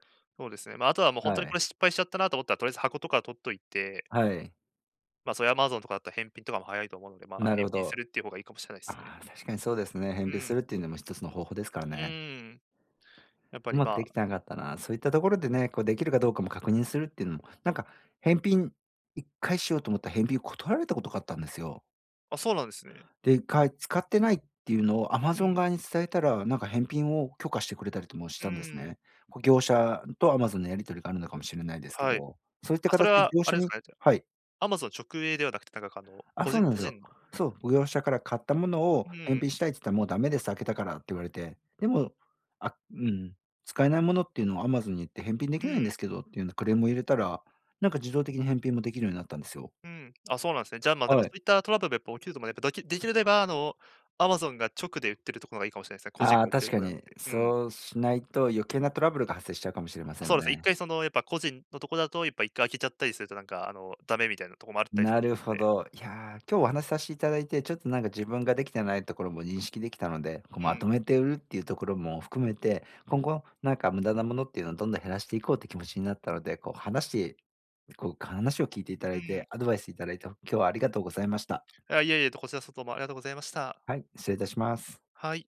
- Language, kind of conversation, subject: Japanese, advice, オンラインで失敗しない買い物をするにはどうすればよいですか？
- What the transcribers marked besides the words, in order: "話" said as "かなし"; tapping